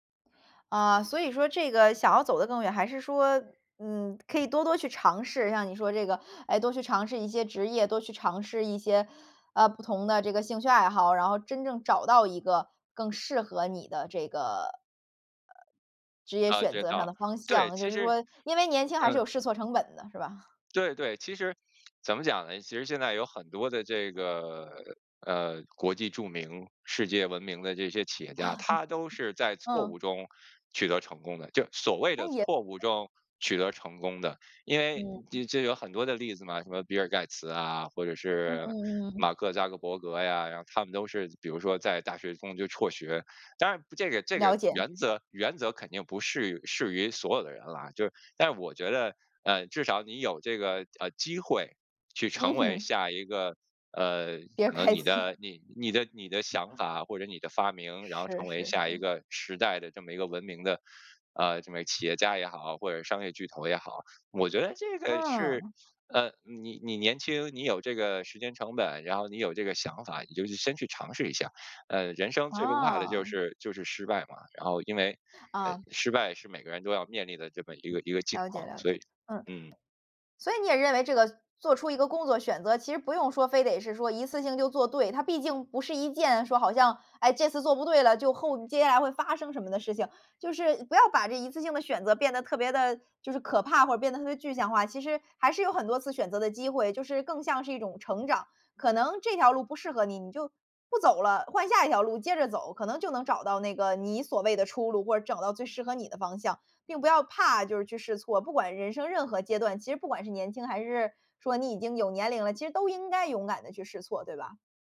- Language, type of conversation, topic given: Chinese, podcast, 在选择工作时，家人的意见有多重要？
- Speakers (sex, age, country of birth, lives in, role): female, 20-24, China, United States, host; male, 40-44, China, United States, guest
- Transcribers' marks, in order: teeth sucking; laughing while speaking: "是吧？"; other background noise; chuckle; tapping; laughing while speaking: "比尔盖茨"